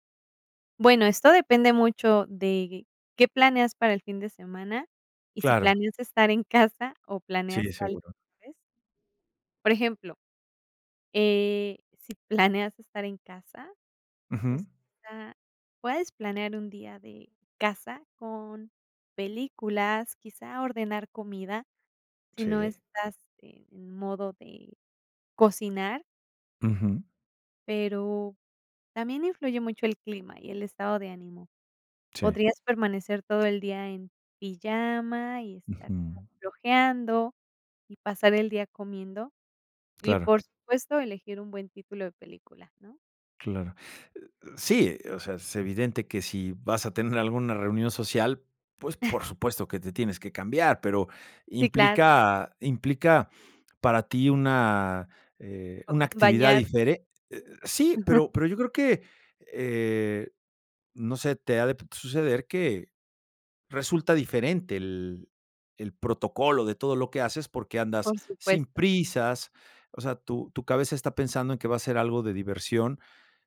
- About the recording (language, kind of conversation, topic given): Spanish, podcast, ¿Cómo sería tu día perfecto en casa durante un fin de semana?
- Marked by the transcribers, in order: tapping; chuckle